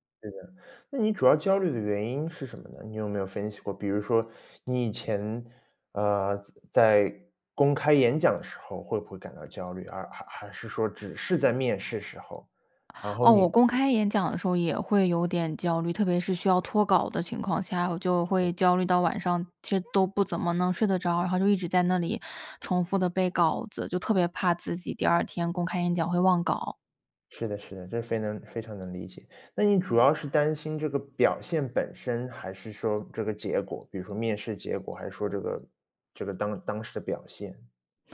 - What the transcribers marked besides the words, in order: other background noise
- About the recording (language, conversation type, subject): Chinese, advice, 你在面试或公开演讲前为什么会感到强烈焦虑？